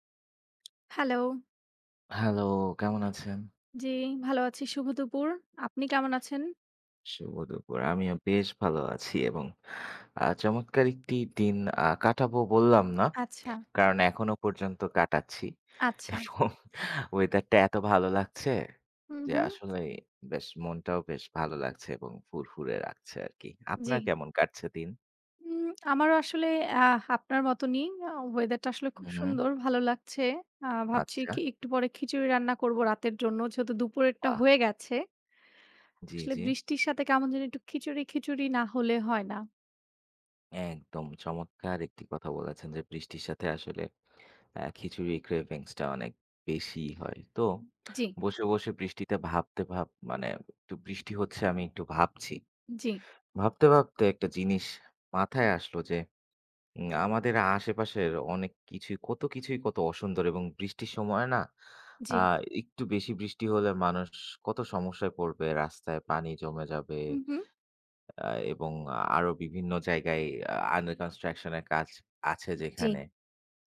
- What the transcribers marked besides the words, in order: laughing while speaking: "কাটাচ্ছি। এবং"; in English: "cravings"; lip smack; in English: "under construction"
- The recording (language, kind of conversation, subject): Bengali, unstructured, রাজনীতিতে সৎ নেতৃত্বের গুরুত্ব কেমন?